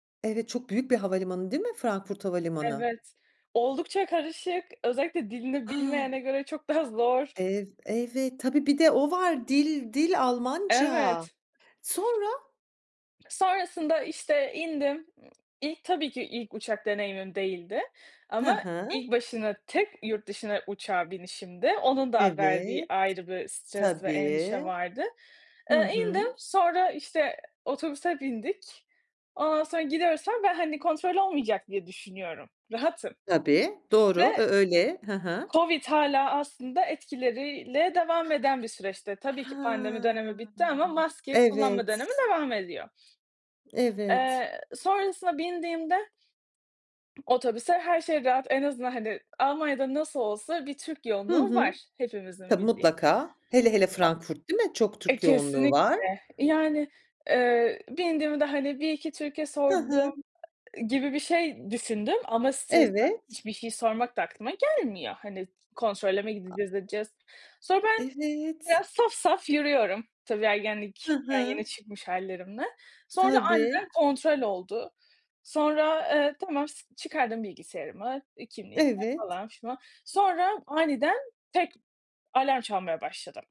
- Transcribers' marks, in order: other background noise; tapping; drawn out: "Hıı"
- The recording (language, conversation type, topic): Turkish, podcast, Seyahatin sırasında başına gelen unutulmaz bir olayı anlatır mısın?